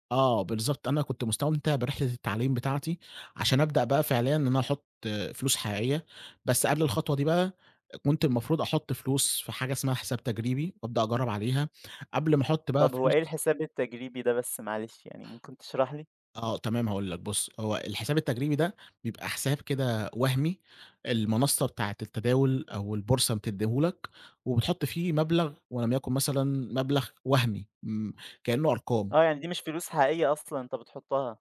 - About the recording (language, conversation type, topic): Arabic, podcast, إزاي بدأت مشروع الشغف بتاعك؟
- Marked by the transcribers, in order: none